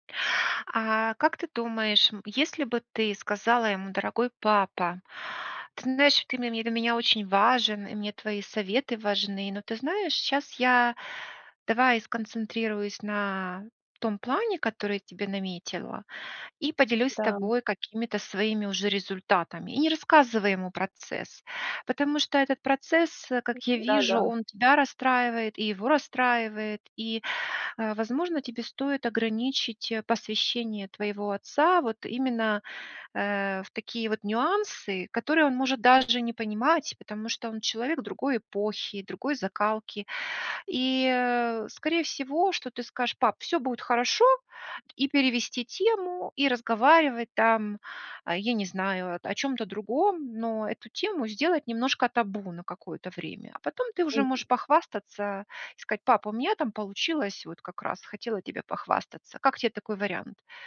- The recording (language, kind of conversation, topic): Russian, advice, Как понять, что для меня означает успех, если я боюсь не соответствовать ожиданиям других?
- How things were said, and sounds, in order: other background noise; tapping